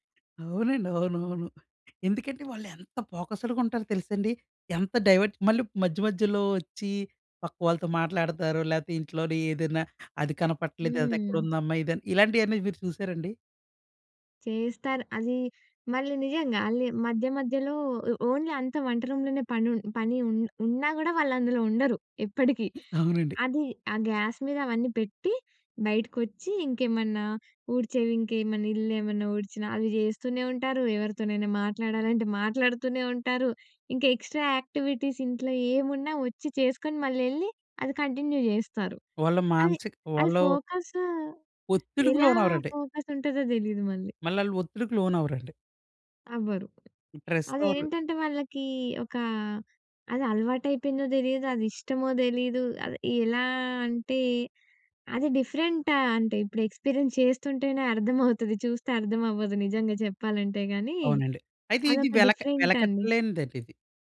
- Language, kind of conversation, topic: Telugu, podcast, మల్టీటాస్కింగ్ చేయడం మానేసి మీరు ఏకాగ్రతగా పని చేయడం ఎలా అలవాటు చేసుకున్నారు?
- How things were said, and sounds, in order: other background noise; in English: "ఫోకస్‌డ్‌గా"; in English: "డైవర్ట్"; in English: "ఒ ఓన్లీ"; tapping; in English: "ఎక్స్ట్రా యాక్టివిటీస్"; in English: "కంటిన్యూ"; in English: "ఫోకస్"; in English: "డిఫరెంట్"; in English: "ఎక్స్పీరియన్స్"; chuckle; in English: "డిఫరెంట్"